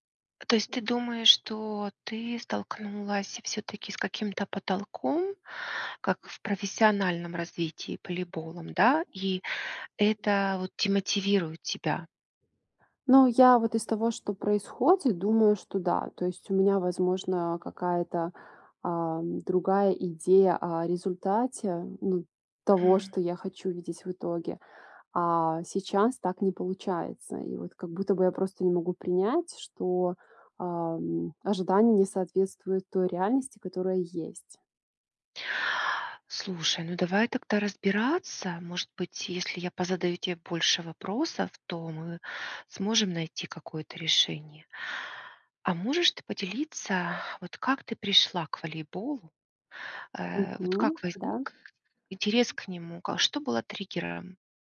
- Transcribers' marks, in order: tapping; other background noise
- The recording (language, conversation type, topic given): Russian, advice, Почему я потерял(а) интерес к занятиям, которые раньше любил(а)?